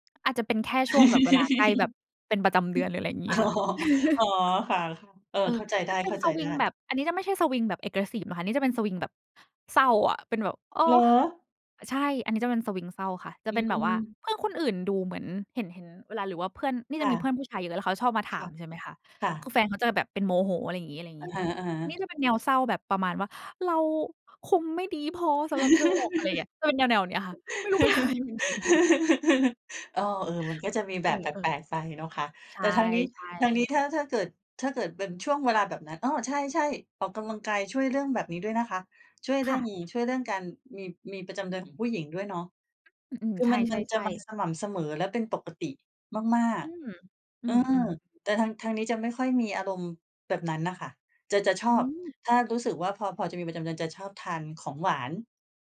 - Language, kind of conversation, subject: Thai, unstructured, คุณคิดว่าการออกกำลังกายช่วยเปลี่ยนแปลงชีวิตคุณอย่างไร?
- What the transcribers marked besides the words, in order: laugh; laughing while speaking: "อ๋อ"; chuckle; in English: "Aggressive"; put-on voice: "เราคงไม่ดีพอสำหรับเธอหรอก"; laugh; other background noise; laugh; laughing while speaking: "เป็นอะไรเหมือนกัน"; chuckle